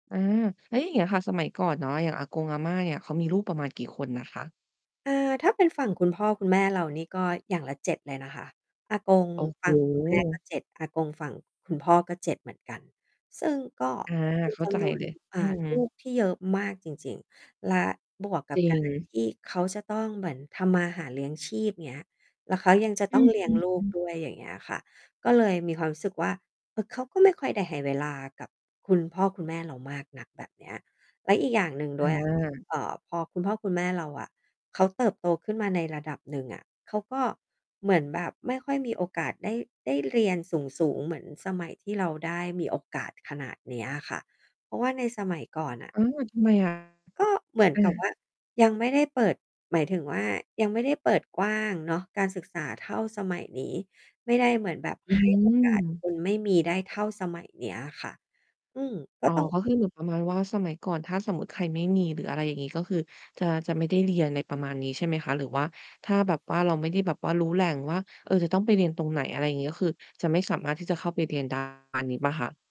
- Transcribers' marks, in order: distorted speech; background speech; mechanical hum
- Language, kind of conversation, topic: Thai, podcast, ความรักแบบไม่พูดมากในบ้านคุณเป็นอย่างไร?